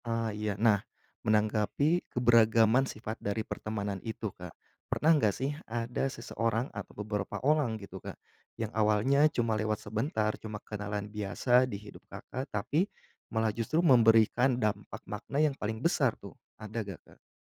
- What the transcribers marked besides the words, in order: other background noise
- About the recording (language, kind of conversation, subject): Indonesian, podcast, Apa peran teman dan keluarga dalam pencarian makna hidupmu?